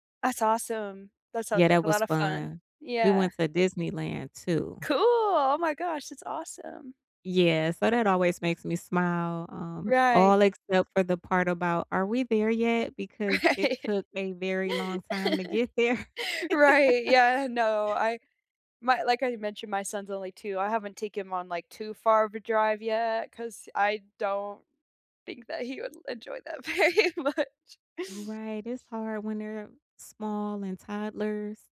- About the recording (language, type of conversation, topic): English, unstructured, How can I recall a childhood memory that still makes me smile?
- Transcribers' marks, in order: tapping; laughing while speaking: "Right. Right"; laugh; laugh; laughing while speaking: "very much"